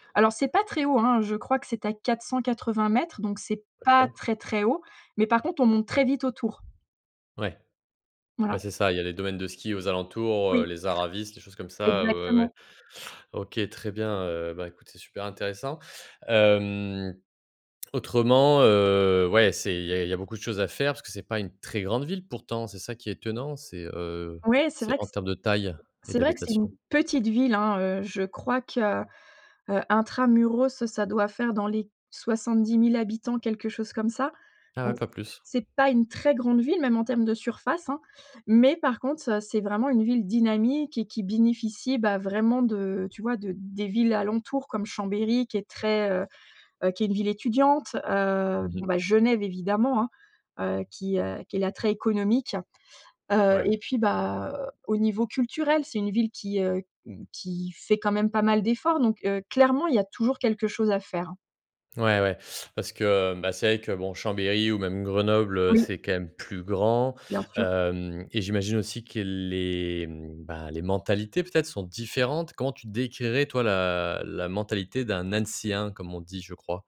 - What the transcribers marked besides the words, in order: other background noise; stressed: "petite"; "bénéficie" said as "binificie"; stressed: "différentes"; drawn out: "la"
- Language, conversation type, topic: French, podcast, Quel endroit recommandes-tu à tout le monde, et pourquoi ?